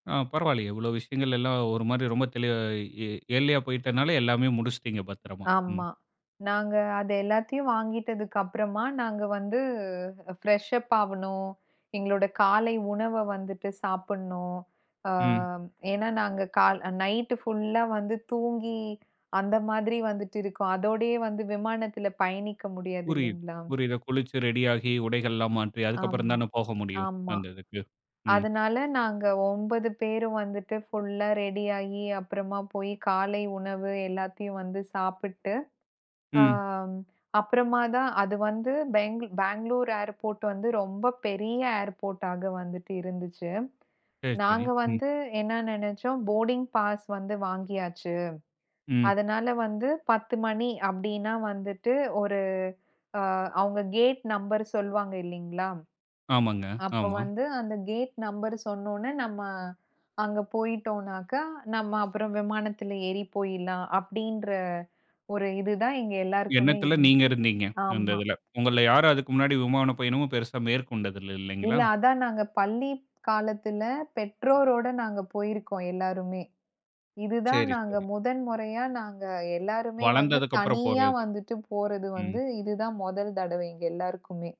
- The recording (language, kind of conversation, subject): Tamil, podcast, விமானத்தை தவறவிட்ட அனுபவமா உண்டு?
- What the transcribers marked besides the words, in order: in English: "இயர்லியா"; in English: "ஃபிரஷ்அப்"; in English: "போடிங் பாஸ்"; other noise